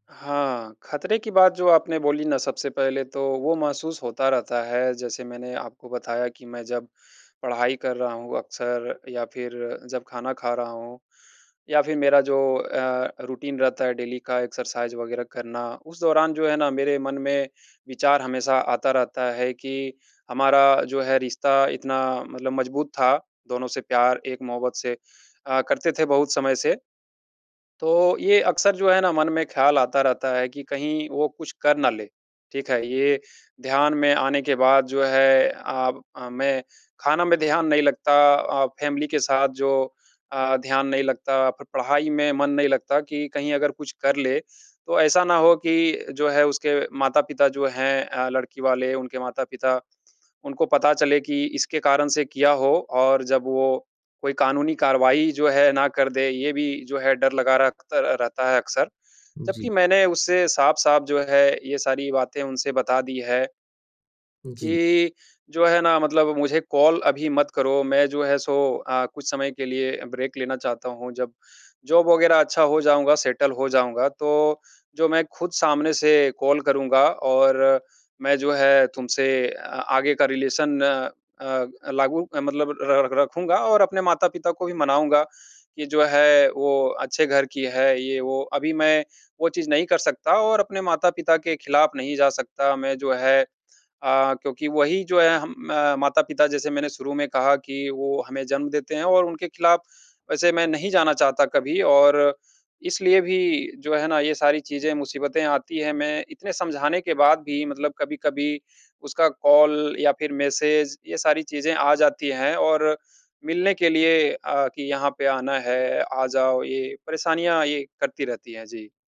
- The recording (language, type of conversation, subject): Hindi, advice, मेरा एक्स बार-बार संपर्क कर रहा है; मैं सीमाएँ कैसे तय करूँ?
- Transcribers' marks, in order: in English: "रूटीन"; in English: "डेली"; in English: "एक्सरसाइज़"; in English: "फ़ैमिली"; in English: "कॉल"; in English: "ब्रेक"; in English: "जॉब"; in English: "सेटल"; in English: "कॉल"; in English: "रिलेशन"; in English: "कॉल"